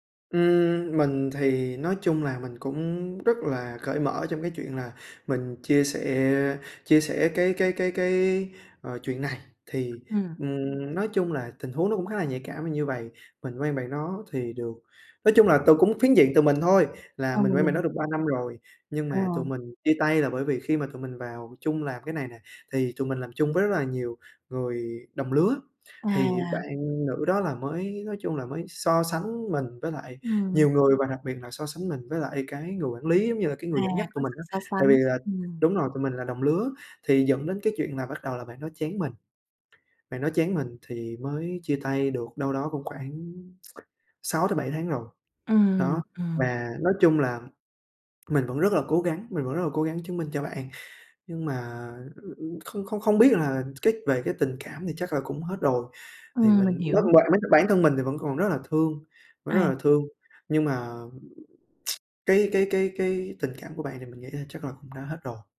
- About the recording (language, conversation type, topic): Vietnamese, advice, Làm sao để tiếp tục làm việc chuyên nghiệp khi phải gặp người yêu cũ ở nơi làm việc?
- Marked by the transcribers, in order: other background noise; tapping; tsk; unintelligible speech; tsk